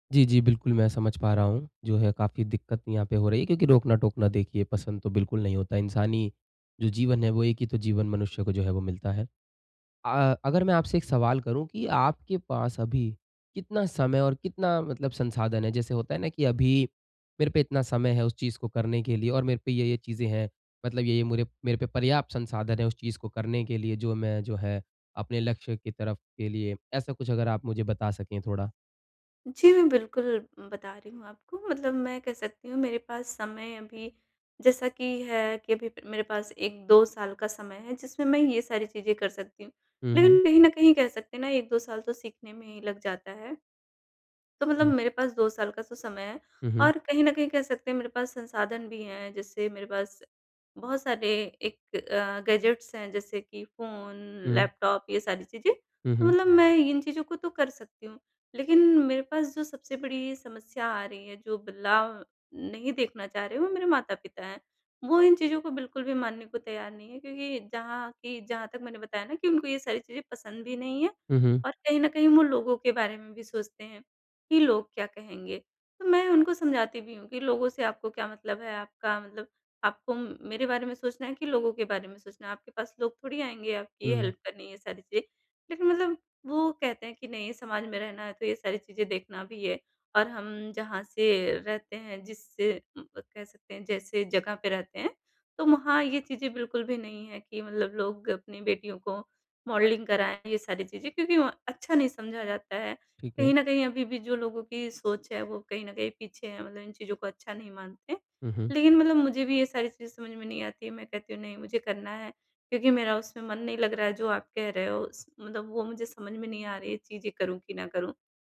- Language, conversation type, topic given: Hindi, advice, परिवर्तन के दौरान मैं अपने लक्ष्यों के प्रति प्रेरणा कैसे बनाए रखूँ?
- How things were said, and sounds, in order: in English: "गैजेट्स"; in English: "हेल्प"